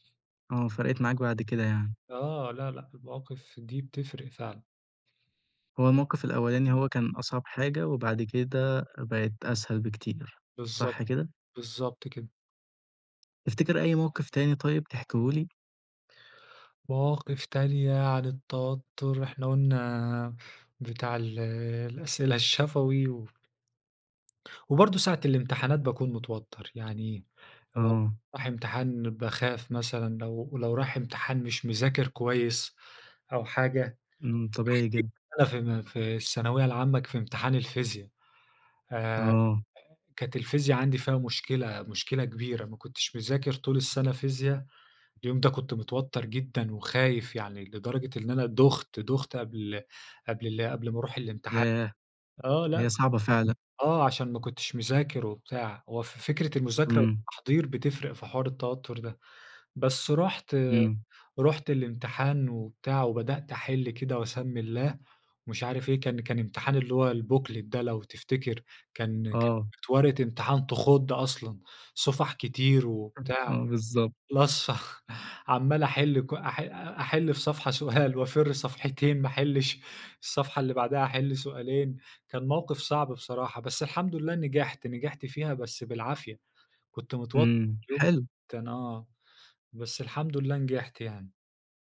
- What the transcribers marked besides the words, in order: tapping; unintelligible speech; in English: "الbooklet"; other background noise; unintelligible speech; laughing while speaking: "سؤال"
- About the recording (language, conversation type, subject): Arabic, podcast, إزاي بتتعامل مع التوتر اليومي؟